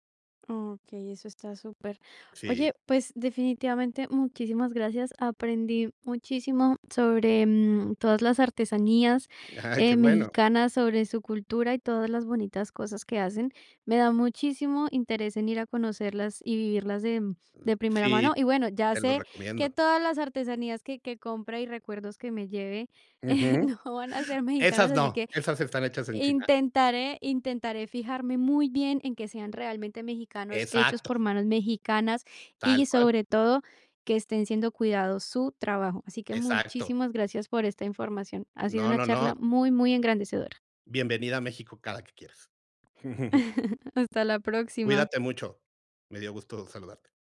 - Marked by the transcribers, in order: other noise; chuckle; chuckle
- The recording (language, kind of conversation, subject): Spanish, podcast, ¿Cómo influye tu cultura en tu forma de vestir?